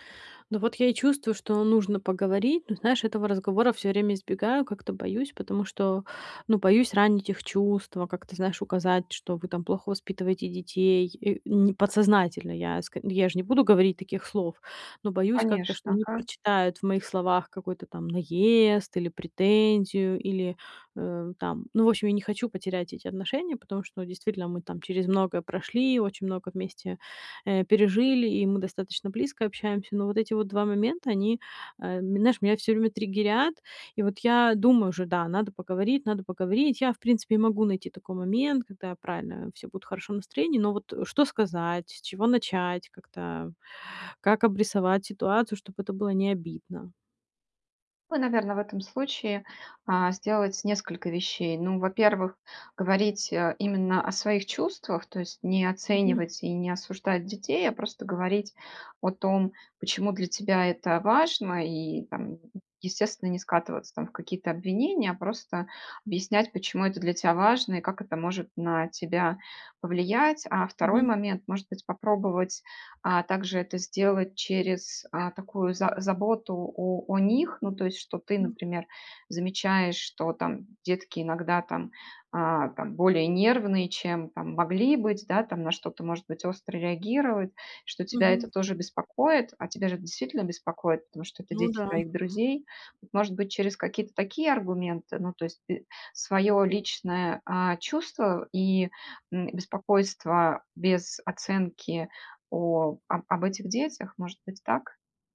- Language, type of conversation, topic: Russian, advice, Как сказать другу о его неудобном поведении, если я боюсь конфликта?
- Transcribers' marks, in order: none